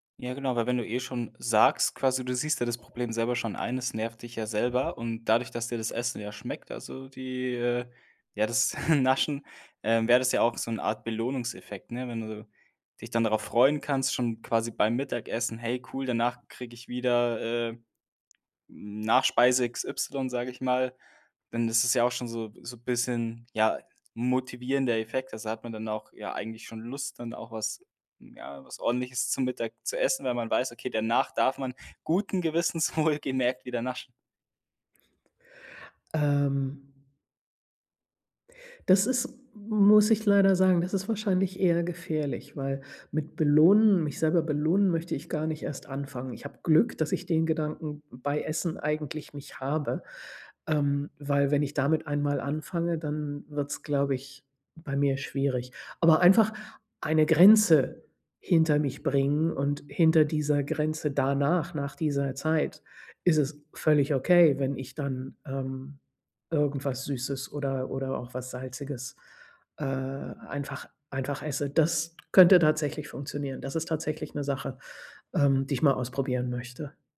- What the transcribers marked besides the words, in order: other background noise; chuckle; laughing while speaking: "wohl"
- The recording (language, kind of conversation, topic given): German, advice, Wie kann ich gesündere Essgewohnheiten beibehalten und nächtliches Snacken vermeiden?